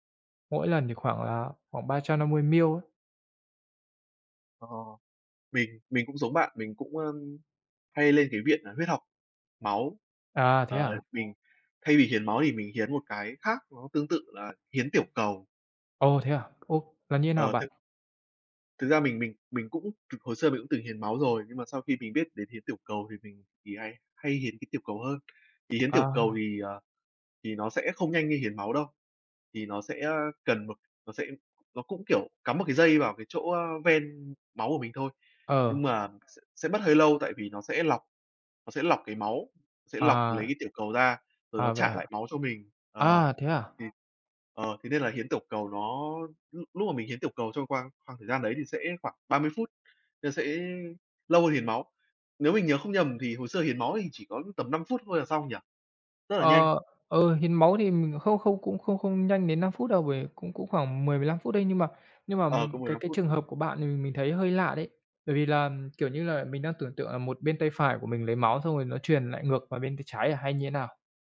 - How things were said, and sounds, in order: tapping; other background noise
- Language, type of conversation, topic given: Vietnamese, unstructured, Bạn thường dành thời gian rảnh để làm gì?